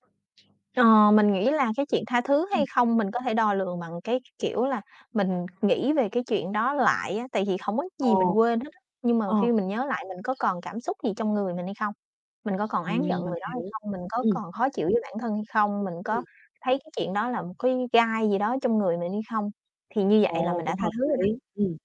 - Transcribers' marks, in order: distorted speech; other background noise; bird; mechanical hum
- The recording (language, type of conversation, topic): Vietnamese, unstructured, Có nên tha thứ cho người đã làm tổn thương mình không?